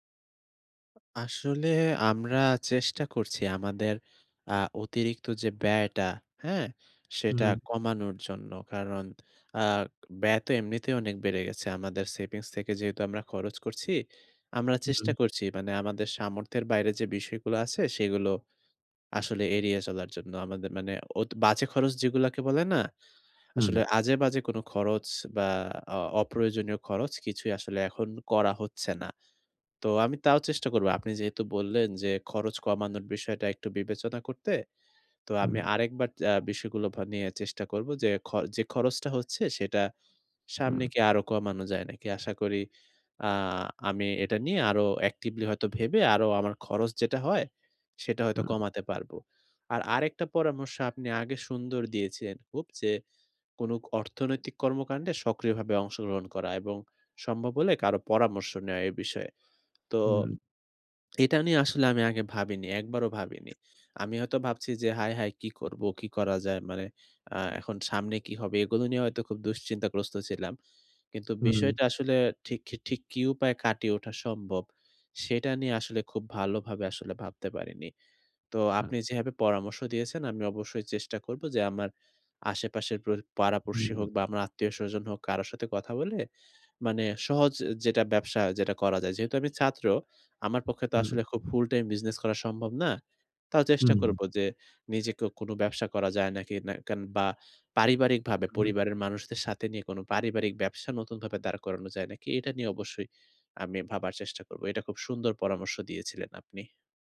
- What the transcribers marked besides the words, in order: in English: "ফুলটাইম বিজনেস"
- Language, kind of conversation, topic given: Bengali, advice, আর্থিক চাপ বেড়ে গেলে আমি কীভাবে মানসিক শান্তি বজায় রেখে তা সামলাতে পারি?